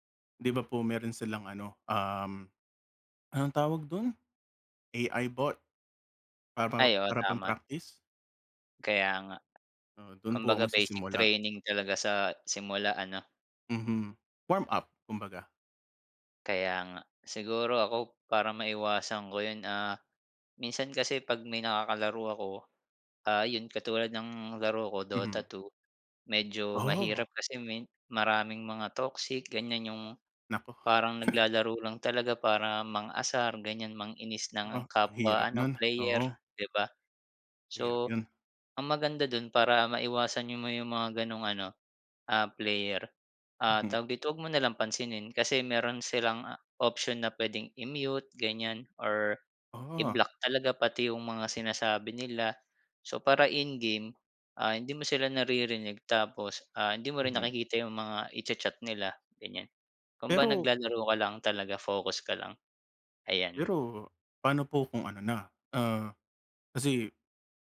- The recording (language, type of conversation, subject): Filipino, unstructured, Paano mo naiiwasan ang pagkadismaya kapag nahihirapan ka sa pagkatuto ng isang kasanayan?
- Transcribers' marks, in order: in English: "AI bot"